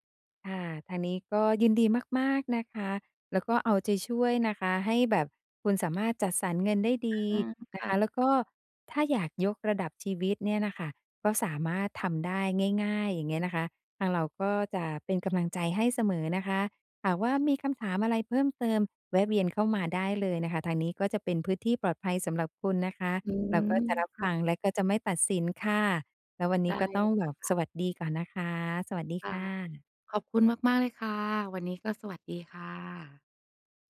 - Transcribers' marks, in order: other background noise
- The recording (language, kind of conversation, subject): Thai, advice, ได้ขึ้นเงินเดือนแล้ว ควรยกระดับชีวิตหรือเพิ่มเงินออมดี?